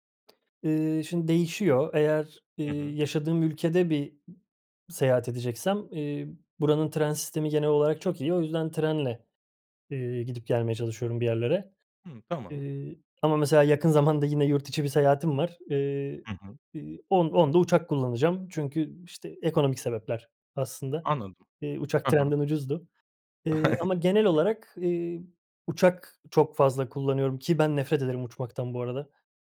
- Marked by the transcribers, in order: other noise; chuckle; tapping
- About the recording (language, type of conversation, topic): Turkish, podcast, En iyi seyahat tavsiyen nedir?